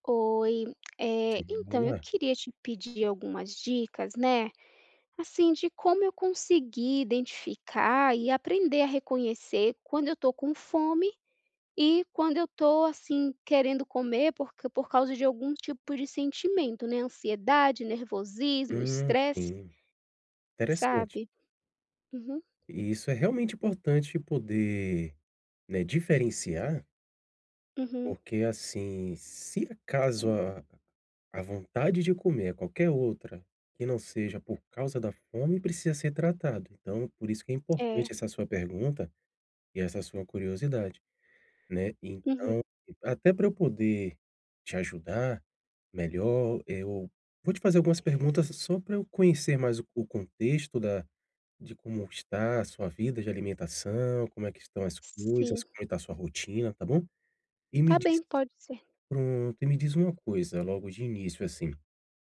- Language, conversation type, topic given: Portuguese, advice, Como posso aprender a reconhecer os sinais de fome e de saciedade no meu corpo?
- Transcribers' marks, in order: none